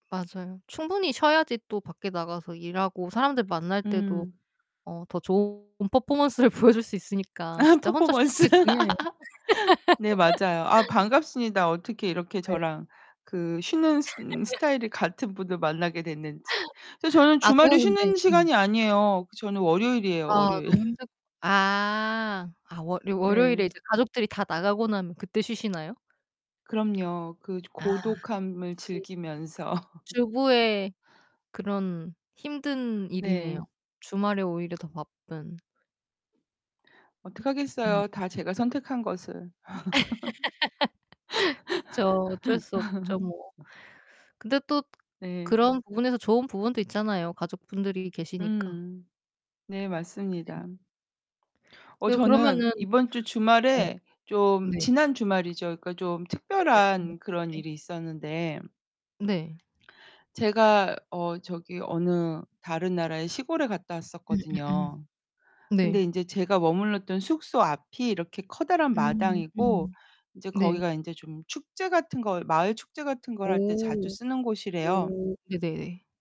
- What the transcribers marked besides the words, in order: distorted speech; laughing while speaking: "퍼포먼스를 보여줄"; laughing while speaking: "아 퍼포먼스"; other background noise; laugh; laugh; laugh; laughing while speaking: "월요일"; unintelligible speech; laughing while speaking: "즐기면서"; tapping; laugh; laugh; unintelligible speech
- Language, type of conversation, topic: Korean, unstructured, 주말에는 보통 어떻게 시간을 보내세요?